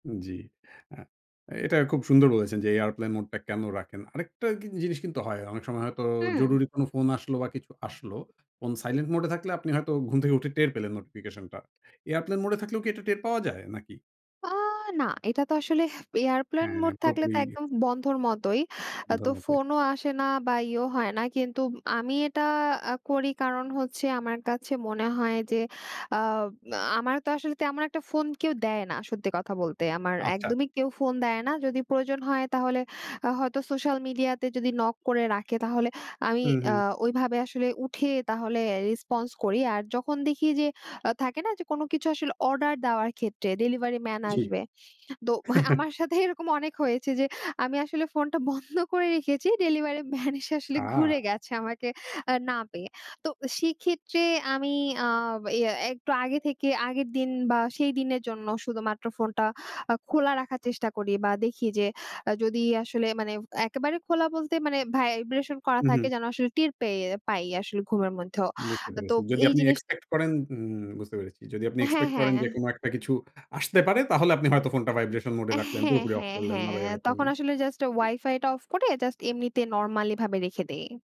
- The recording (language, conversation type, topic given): Bengali, podcast, শোবার আগে ফোনটা বন্ধ করা ভালো, নাকি চালু রাখাই ভালো?
- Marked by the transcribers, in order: in English: "airplane mode"; in English: "silent mode"; in English: "airplane mode"; in English: "airplane mode"; laughing while speaking: "তো আমার সাথে এরকম অনেক … আ না পেয়ে"; chuckle; in English: "vibration"; in English: "vibration mode"; unintelligible speech